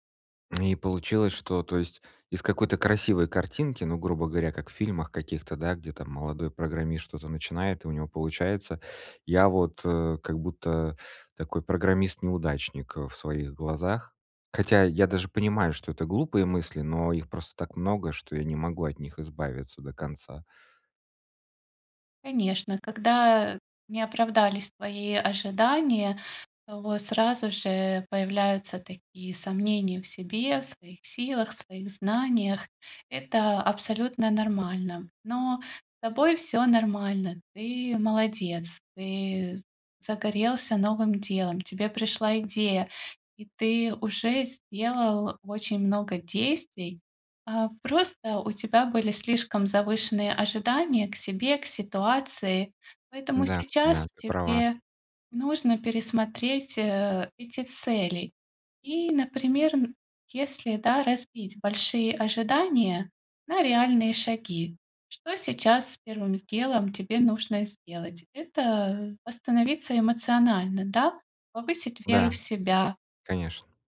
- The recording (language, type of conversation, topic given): Russian, advice, Как согласовать мои большие ожидания с реальными возможностями, не доводя себя до эмоционального выгорания?
- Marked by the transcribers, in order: none